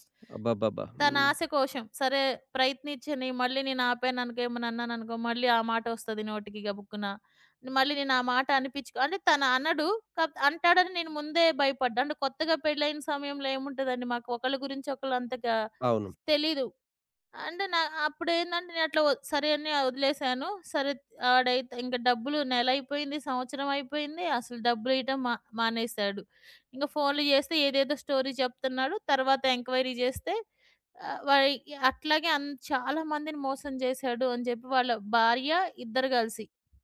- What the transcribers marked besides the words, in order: in English: "స్టోరీ"; in English: "ఎంక్వైరీ"
- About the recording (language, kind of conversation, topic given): Telugu, podcast, పెంపుడు జంతువులు ఒంటరితనాన్ని తగ్గించడంలో నిజంగా సహాయపడతాయా? మీ అనుభవం ఏమిటి?